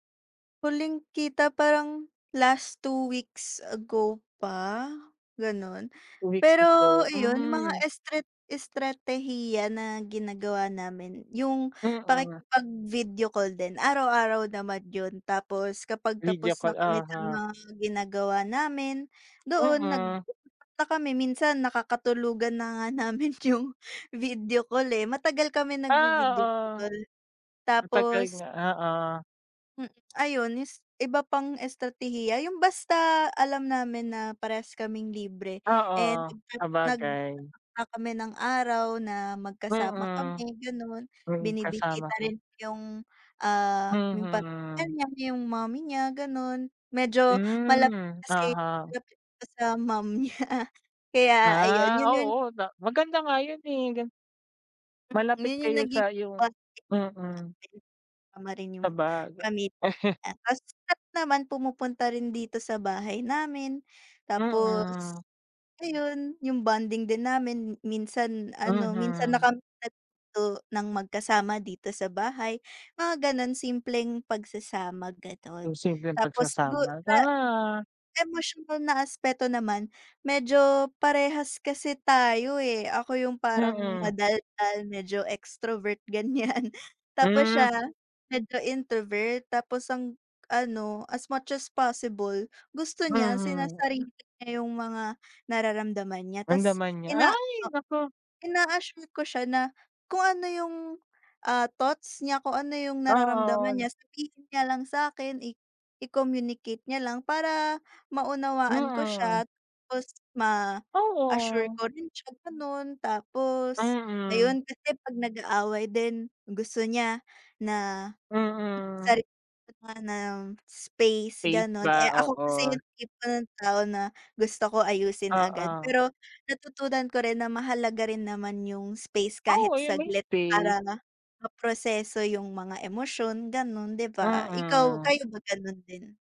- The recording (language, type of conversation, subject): Filipino, unstructured, Paano mo hinaharap ang mga pagbabago sa inyong relasyon habang tumatagal ito?
- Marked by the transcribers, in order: unintelligible speech; chuckle; other background noise; laughing while speaking: "ganyan"